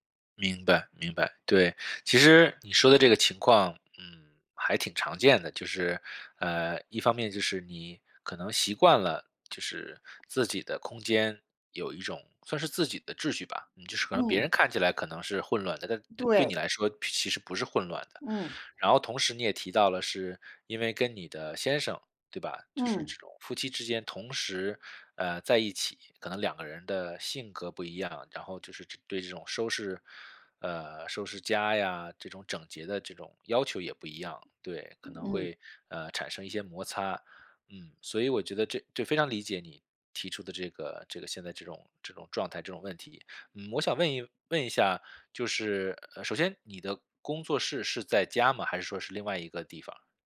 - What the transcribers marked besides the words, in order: none
- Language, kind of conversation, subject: Chinese, advice, 你如何长期保持创作空间整洁且富有创意氛围？